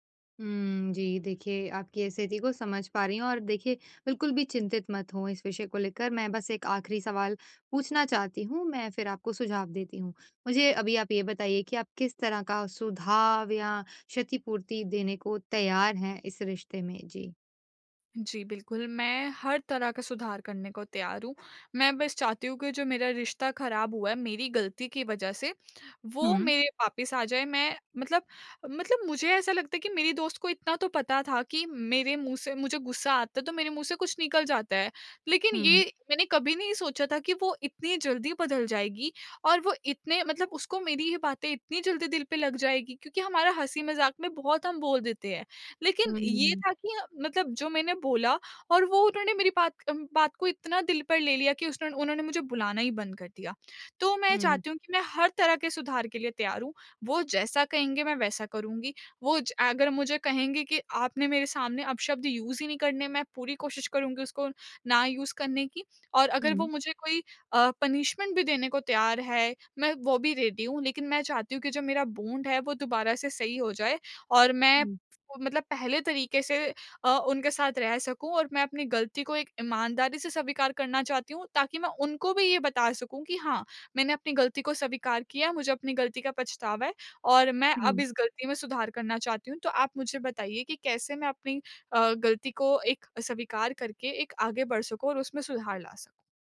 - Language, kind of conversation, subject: Hindi, advice, मैं अपनी गलती ईमानदारी से कैसे स्वीकार करूँ और उसे कैसे सुधारूँ?
- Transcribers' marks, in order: tongue click; in English: "यूज़"; in English: "यूज़"; in English: "पनिशमेंट"; in English: "रेडी"; in English: "बॉन्ड"; "स्वीकार" said as "सवीकार"; "स्वीकार" said as "सवीकार"; "स्वीकार" said as "सवीकार"